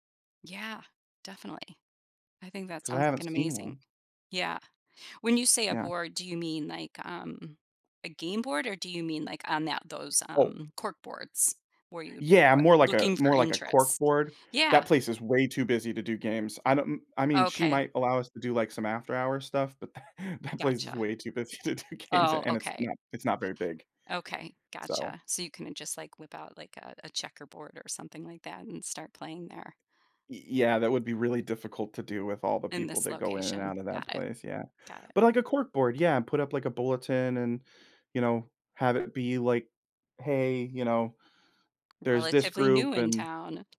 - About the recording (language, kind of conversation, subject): English, advice, How do I make friends and feel less lonely after moving to a new city?
- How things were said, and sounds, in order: laughing while speaking: "tha"; laughing while speaking: "to do games"; other background noise